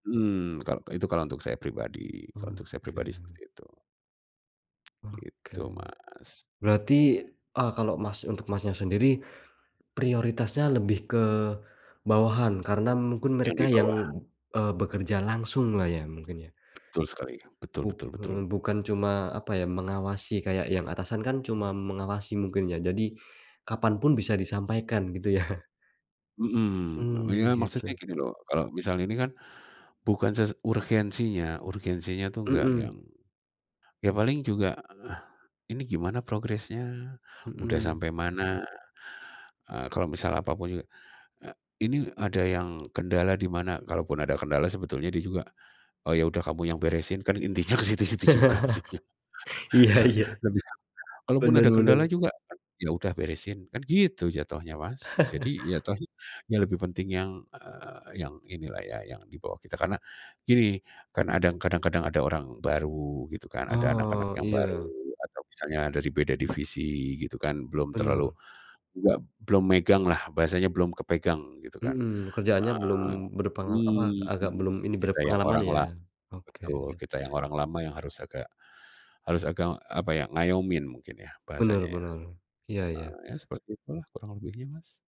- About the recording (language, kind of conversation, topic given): Indonesian, podcast, Bagaimana kamu mengatur keseimbangan antara pekerjaan dan kehidupan pribadi?
- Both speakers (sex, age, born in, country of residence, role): male, 25-29, Indonesia, Indonesia, host; male, 40-44, Indonesia, Indonesia, guest
- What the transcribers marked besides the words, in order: other background noise; tapping; laughing while speaking: "ya?"; sigh; laughing while speaking: "ke situ-situ juga ujungnya"; laugh; laughing while speaking: "Iya iya"; laugh; laugh